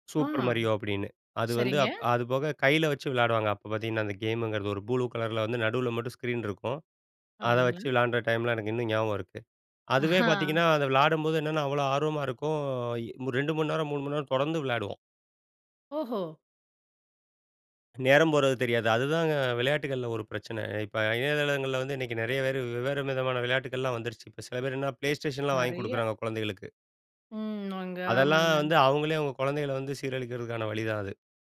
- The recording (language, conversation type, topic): Tamil, podcast, குழந்தைகளின் தொழில்நுட்பப் பயன்பாட்டிற்கு நீங்கள் எப்படி வழிகாட்டுகிறீர்கள்?
- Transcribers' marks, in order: chuckle